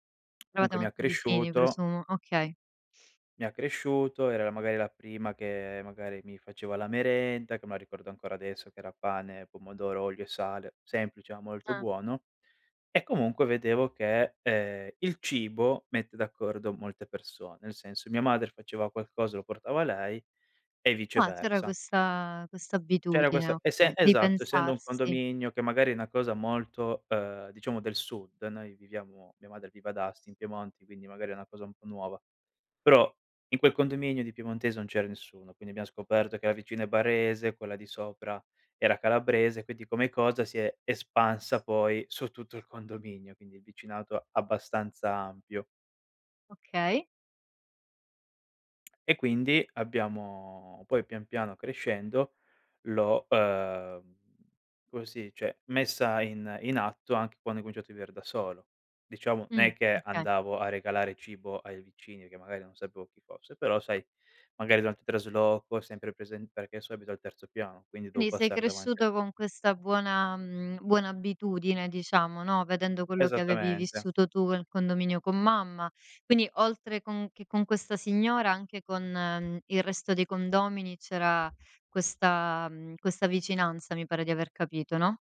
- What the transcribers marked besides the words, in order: "comunque" said as "munque"; other background noise; "Ah" said as "ua"; "Piemonte" said as "piemonti"; "c'era" said as "ere"; tapping; "adesso" said as "aesso"; "Quindi" said as "uini"; "quindi" said as "quini"
- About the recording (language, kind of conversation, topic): Italian, podcast, Come si crea fiducia tra vicini, secondo te?